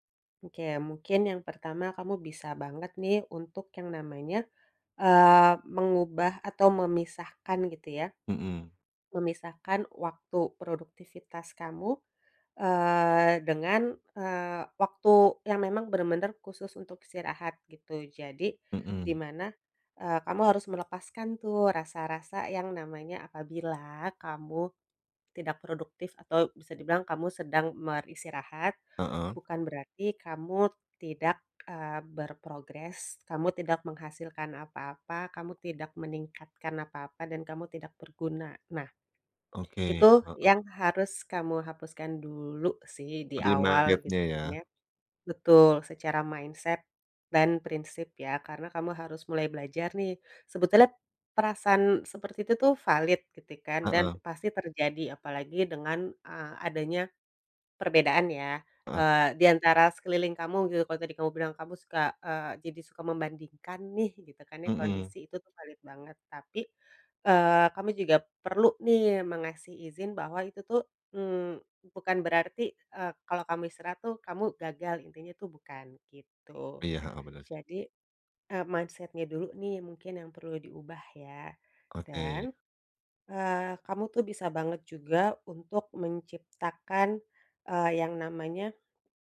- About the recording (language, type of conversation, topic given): Indonesian, advice, Bagaimana cara belajar bersantai tanpa merasa bersalah dan tanpa terpaku pada tuntutan untuk selalu produktif?
- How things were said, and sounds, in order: tapping; "beristirahat" said as "meristirahat"; in English: "mindset"; in English: "mindset-nya"